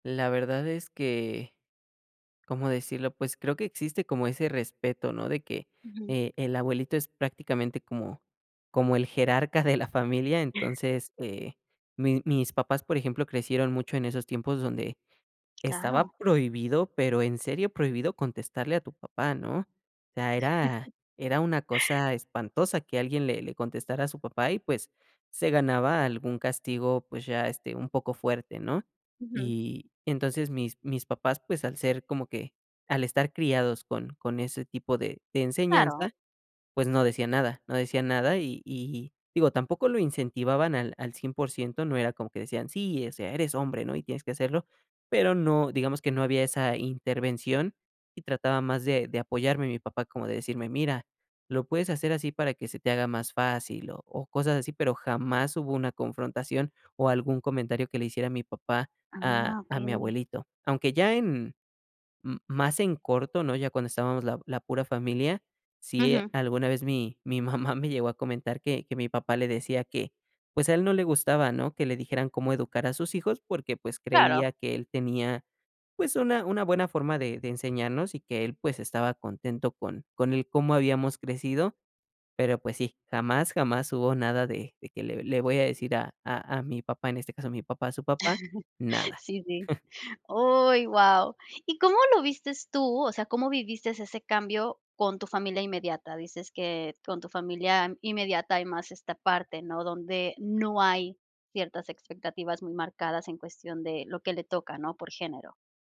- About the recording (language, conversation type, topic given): Spanish, podcast, ¿Cómo influyen los roles de género en las expectativas familiares?
- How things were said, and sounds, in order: chuckle; tapping; chuckle